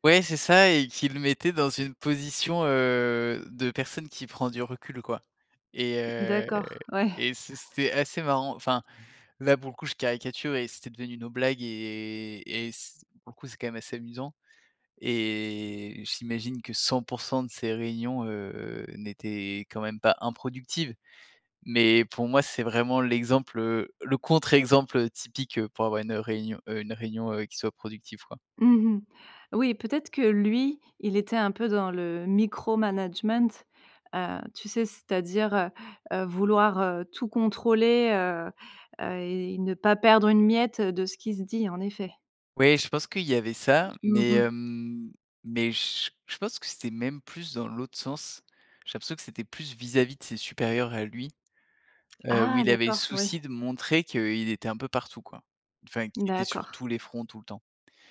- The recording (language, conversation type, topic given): French, podcast, Quelle est, selon toi, la clé d’une réunion productive ?
- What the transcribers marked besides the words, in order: drawn out: "et"; drawn out: "heu"; stressed: "contre-exemple"; in English: "management"